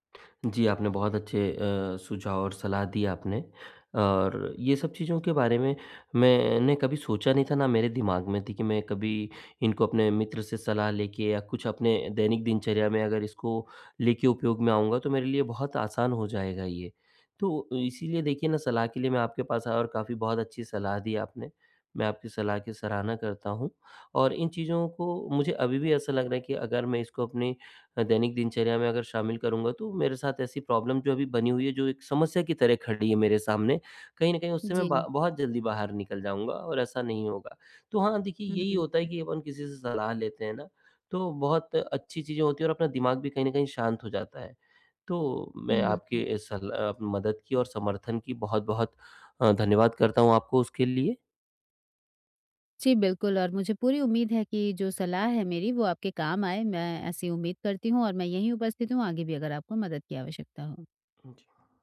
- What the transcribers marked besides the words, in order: tapping; other background noise; in English: "प्रॉब्लम"
- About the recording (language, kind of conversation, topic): Hindi, advice, मैं अपनी दैनिक दिनचर्या में छोटे-छोटे आसान बदलाव कैसे शुरू करूँ?